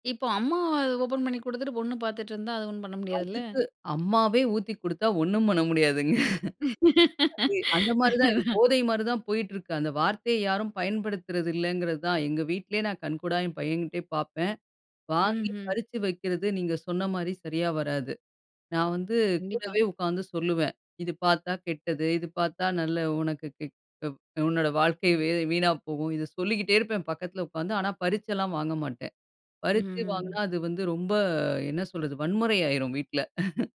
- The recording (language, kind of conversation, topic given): Tamil, podcast, டிஜிட்டல் சாதனங்களிலிருந்து சில நேரம் விலகிப் பழக ஒரு எளிய முறையைப் பற்றி நீங்கள் பகிர்ந்து கொள்ள முடியுமா?
- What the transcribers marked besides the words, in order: chuckle; laugh; chuckle